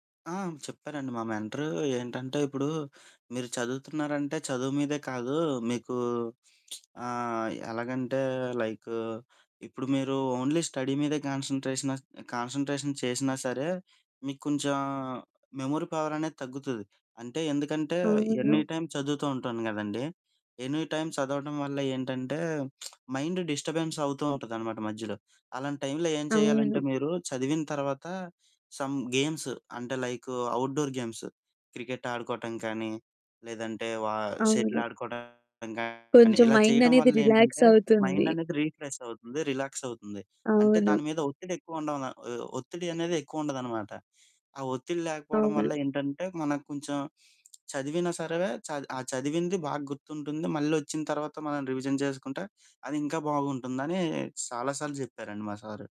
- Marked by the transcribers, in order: lip smack; in English: "ఓన్లీ స్టడీ"; in English: "కాన్స‌న్‌ట్రేషనస్ కాన్స‌న్‌ట్రేషన్"; in English: "మెమరీ పవర్"; in English: "ఎనీటైమ్"; in English: "ఎనీటైమ్"; lip smack; in English: "మైండ్ డిస్టర్బెన్స్"; other background noise; in English: "సమ్ గేమ్స్"; in English: "అవుట్‌డోర్ గేమ్స్"; distorted speech; in English: "మైండ్"; in English: "రిఫ్రెష్"; in English: "మైండ్"; in English: "రిలాక్స్"; in English: "రిలాక్స్"; in English: "రివిజన్"
- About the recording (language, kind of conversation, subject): Telugu, podcast, మీ మెంటార్ నుంచి ఒక్క పాఠమే నేర్చుకోవాల్సి వస్తే అది ఏమిటి?